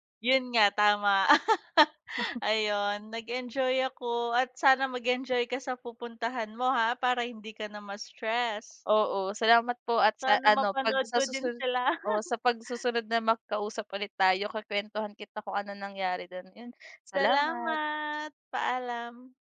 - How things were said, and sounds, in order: chuckle; chuckle; drawn out: "Salamat!"
- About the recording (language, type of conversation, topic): Filipino, unstructured, Paano mo hinaharap ang stress sa pang-araw-araw na buhay?